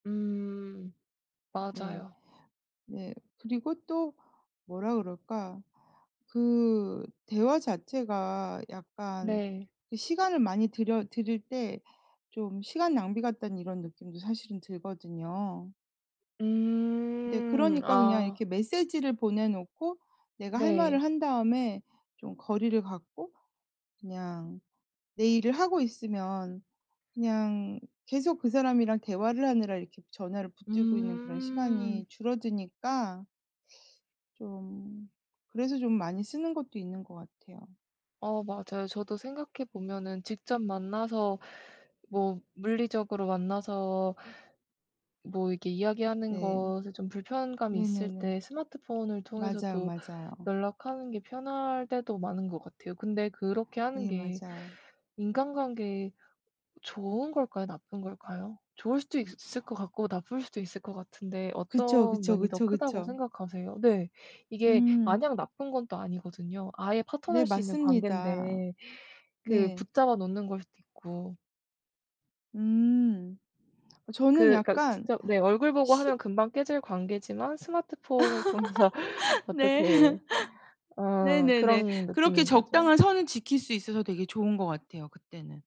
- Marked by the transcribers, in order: other background noise; tapping; teeth sucking; laugh; laughing while speaking: "네"; laughing while speaking: "통해서"
- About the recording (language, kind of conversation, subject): Korean, unstructured, 스마트폰은 우리 인간관계에 어떤 좋은 점과 어떤 나쁜 점을 가져올까요?